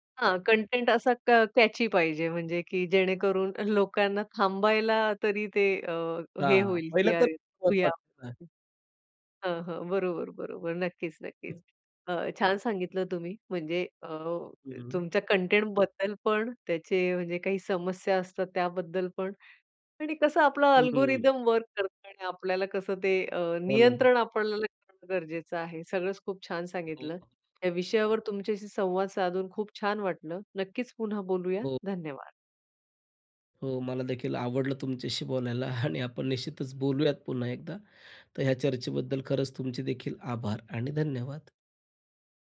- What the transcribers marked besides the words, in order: laughing while speaking: "लोकांना"; in English: "अल्गोरिदम"; other background noise; laughing while speaking: "आणि"
- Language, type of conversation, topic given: Marathi, podcast, लहान स्वरूपाच्या व्हिडिओंनी लक्ष वेधलं का तुला?